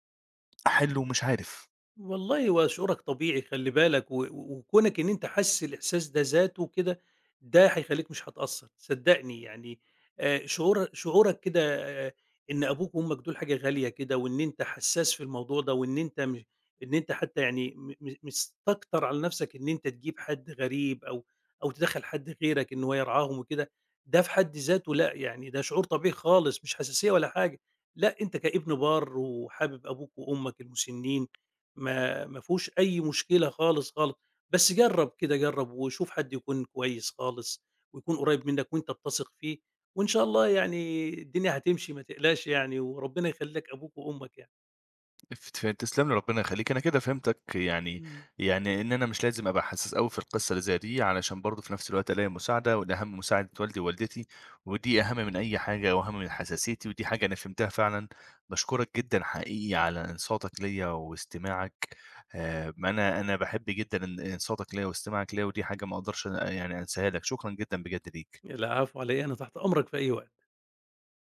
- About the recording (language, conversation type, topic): Arabic, advice, إزاي أوازن بين شغلي ورعاية أبويا وأمي الكبار في السن؟
- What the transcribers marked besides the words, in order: tapping